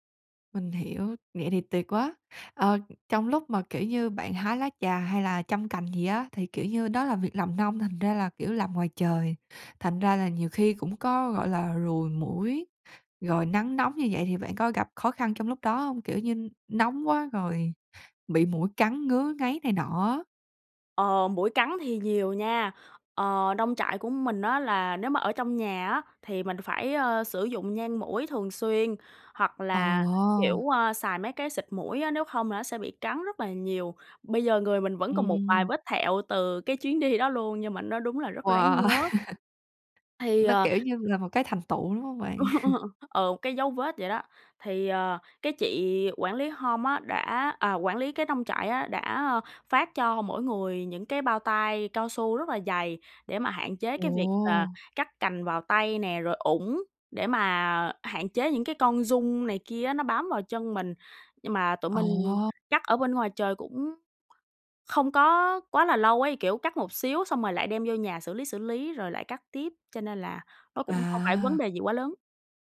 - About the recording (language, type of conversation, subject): Vietnamese, podcast, Bạn từng được người lạ giúp đỡ như thế nào trong một chuyến đi?
- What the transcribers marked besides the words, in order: other background noise; laughing while speaking: "đi"; laugh; laugh; in English: "home"; tapping